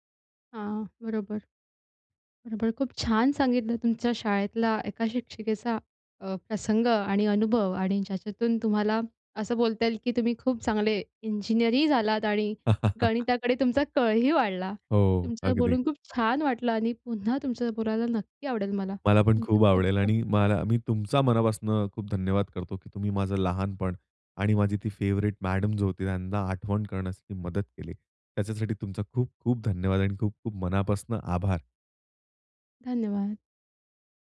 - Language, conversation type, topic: Marathi, podcast, शाळेतल्या एखाद्या शिक्षकामुळे कधी शिकायला प्रेम झालंय का?
- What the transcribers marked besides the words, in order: joyful: "तुमचा कलंही वाढला"; chuckle; in English: "फेवरेट"